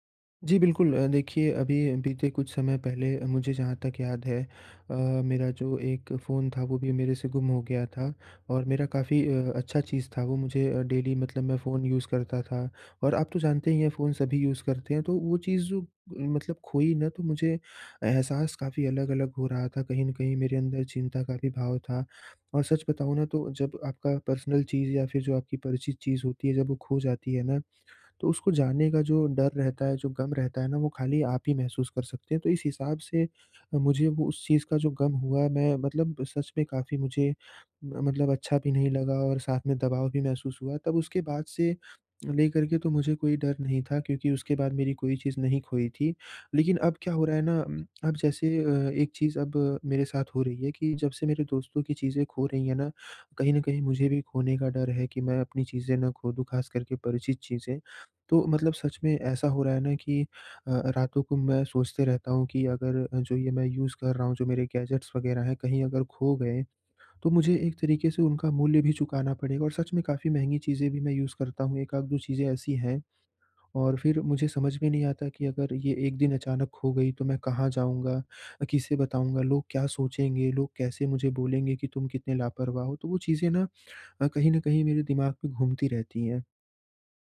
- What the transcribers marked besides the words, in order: in English: "डेली"; in English: "यूज़"; in English: "यूज़"; in English: "पर्सनल"; in English: "यूज़"; in English: "गैजेट्स"; in English: "यूज़"
- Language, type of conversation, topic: Hindi, advice, परिचित चीज़ों के खो जाने से कैसे निपटें?